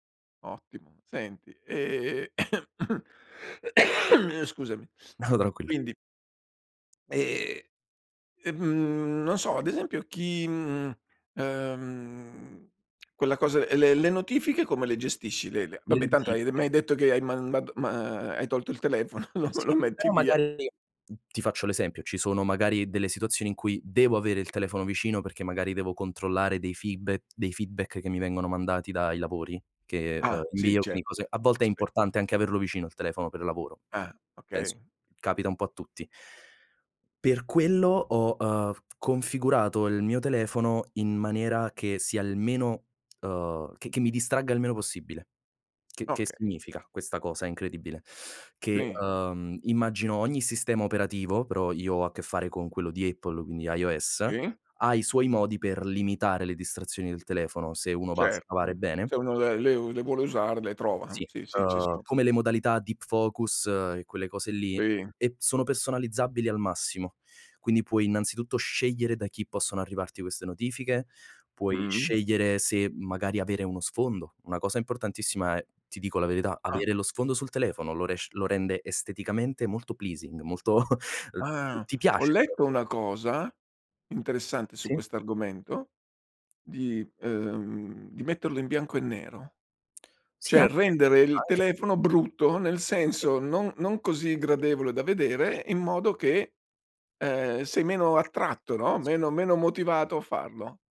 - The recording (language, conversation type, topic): Italian, podcast, Hai qualche regola pratica per non farti distrarre dalle tentazioni immediate?
- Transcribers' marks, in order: cough; sniff; tongue click; other background noise; chuckle; tapping; inhale; in English: "pleasing"; chuckle; unintelligible speech; "cioè" said as "ceh"